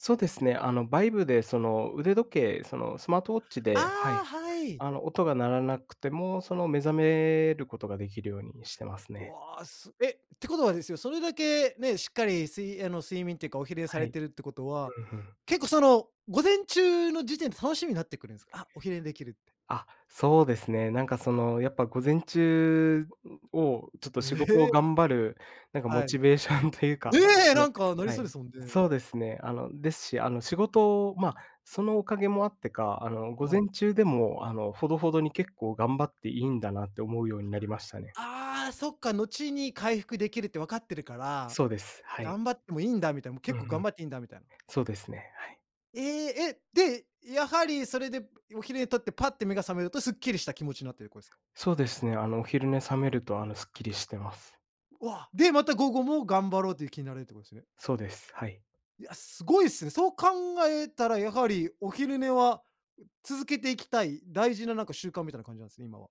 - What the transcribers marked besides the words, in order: laughing while speaking: "モチベーションというか"
- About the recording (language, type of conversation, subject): Japanese, podcast, 仕事でストレスを感じたとき、どんな対処をしていますか？
- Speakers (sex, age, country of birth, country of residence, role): male, 25-29, Japan, Japan, guest; male, 35-39, Japan, Japan, host